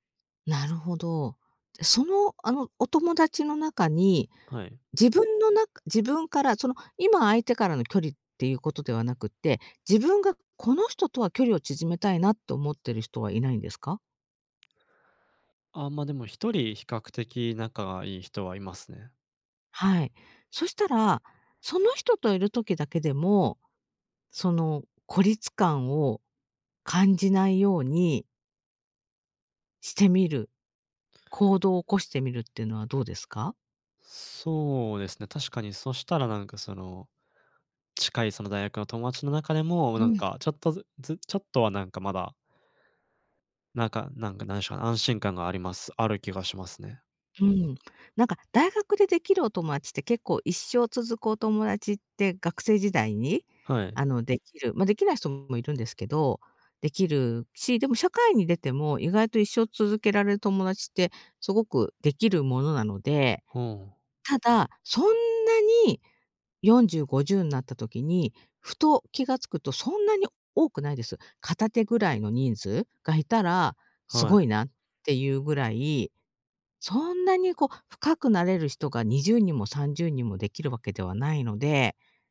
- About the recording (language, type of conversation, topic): Japanese, advice, 周囲に理解されず孤独を感じることについて、どのように向き合えばよいですか？
- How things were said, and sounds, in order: stressed: "この人"; tapping; other background noise